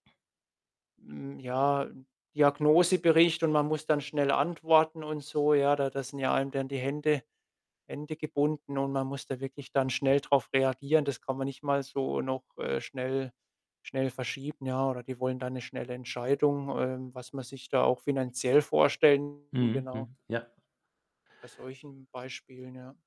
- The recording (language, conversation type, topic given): German, podcast, Wie gehst du mit ständigen Benachrichtigungen um?
- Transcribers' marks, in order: other background noise; static; distorted speech